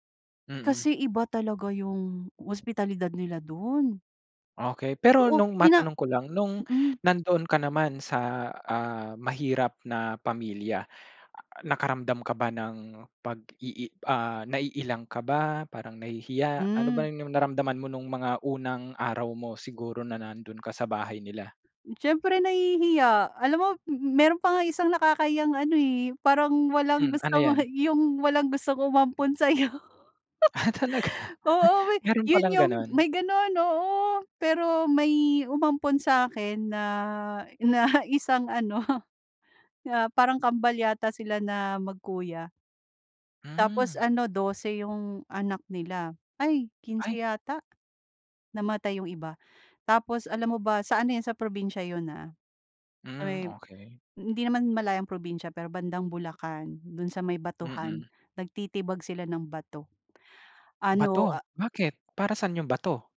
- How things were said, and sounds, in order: laughing while speaking: "talaga"; laughing while speaking: "sa'yo"; laugh; laughing while speaking: "na"; laughing while speaking: "ano"
- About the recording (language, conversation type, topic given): Filipino, podcast, Ano ang pinaka-nakakagulat na kabutihang-loob na naranasan mo sa ibang lugar?